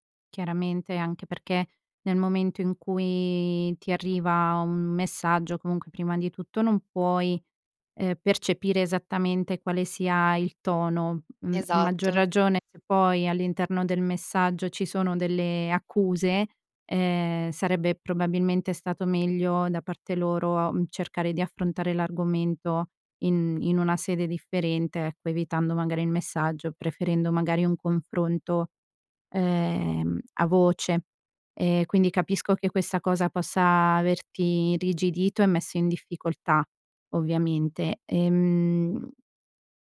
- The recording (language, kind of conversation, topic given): Italian, advice, Come posso gestire le critiche costanti di un collega che stanno mettendo a rischio la collaborazione?
- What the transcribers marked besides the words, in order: other background noise